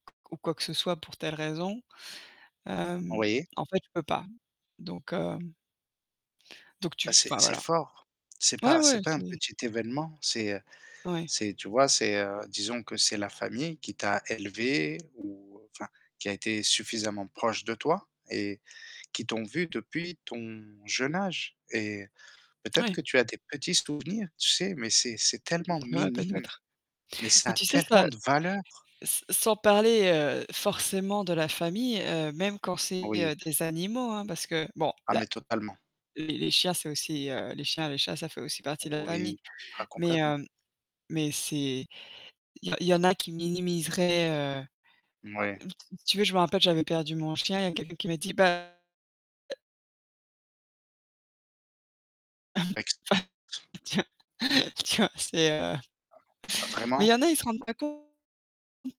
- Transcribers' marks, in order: other background noise; distorted speech; tapping; static; other noise; unintelligible speech; chuckle
- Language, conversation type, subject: French, unstructured, Comment réagis-tu quand quelqu’un minimise ta douleur face à un deuil ?